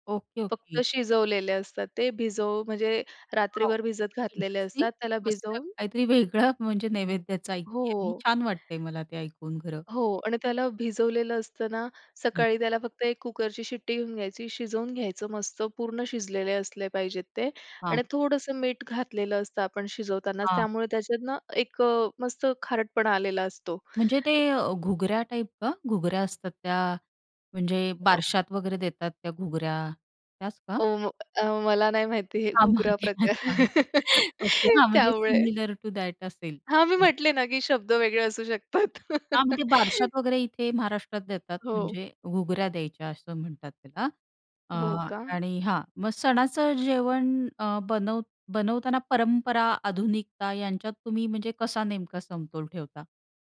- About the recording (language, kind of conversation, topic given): Marathi, podcast, सणासुदीला बनवलेलं जेवण तुमच्यासाठी काय अर्थ ठेवतं?
- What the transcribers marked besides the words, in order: in English: "इंटरेस्टिंग"; other background noise; unintelligible speech; chuckle; in English: "सिमिलर टु दॅट"; chuckle; laughing while speaking: "त्यामुळे"; laugh